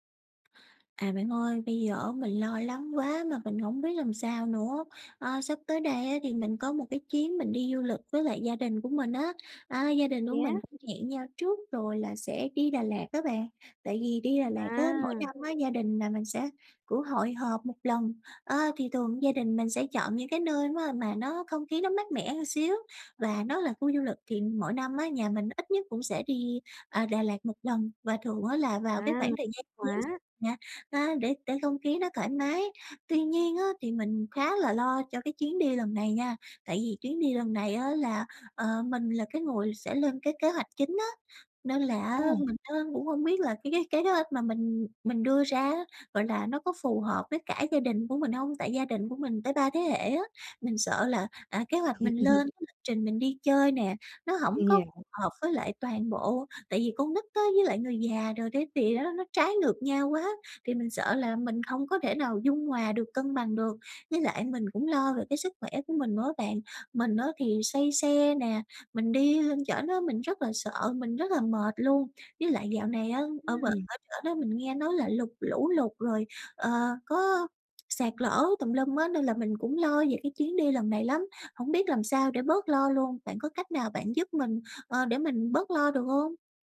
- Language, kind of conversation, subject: Vietnamese, advice, Làm sao để bớt lo lắng khi đi du lịch xa?
- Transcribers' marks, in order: tapping; laugh